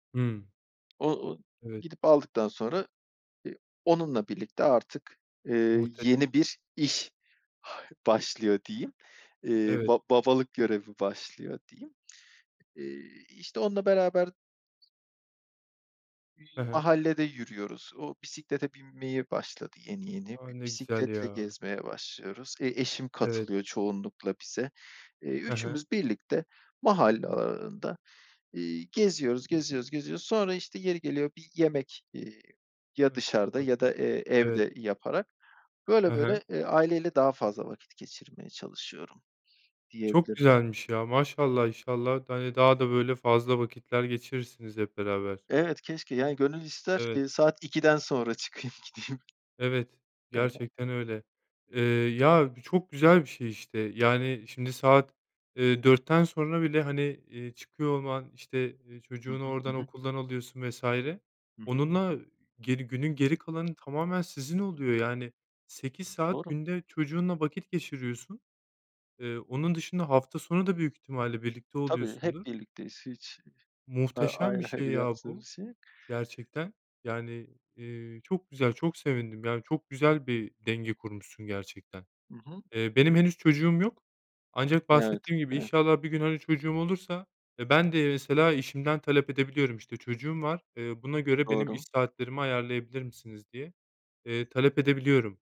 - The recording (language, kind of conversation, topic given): Turkish, unstructured, Sence aileyle geçirilen zaman neden önemlidir?
- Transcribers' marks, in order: laughing while speaking: "çıkayım gideyim"; unintelligible speech; laughing while speaking: "ayrı"